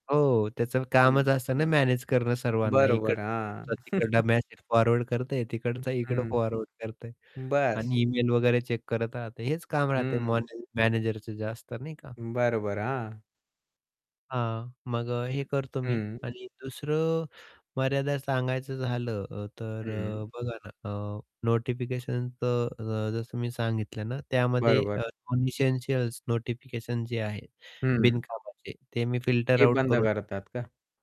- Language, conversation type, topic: Marathi, podcast, दैनंदिन जीवनात सतत जोडून राहण्याचा दबाव तुम्ही कसा हाताळता?
- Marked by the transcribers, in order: other background noise; static; distorted speech; in English: "ग्रुपचा"; chuckle; in English: "चेक"; tapping; in English: "नॉन एसेंशियल्स"